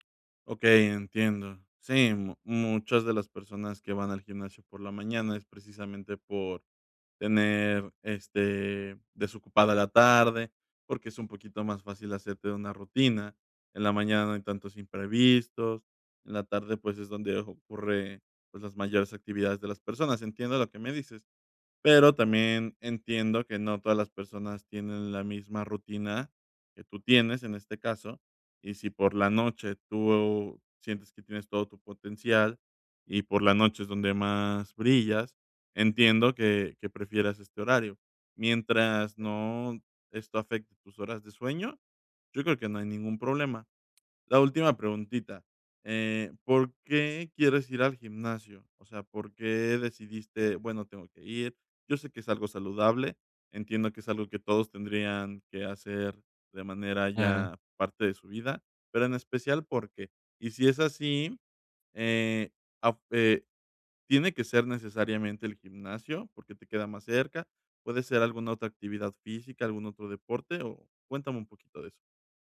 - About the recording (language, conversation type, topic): Spanish, advice, ¿Qué te dificulta empezar una rutina diaria de ejercicio?
- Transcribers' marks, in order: other background noise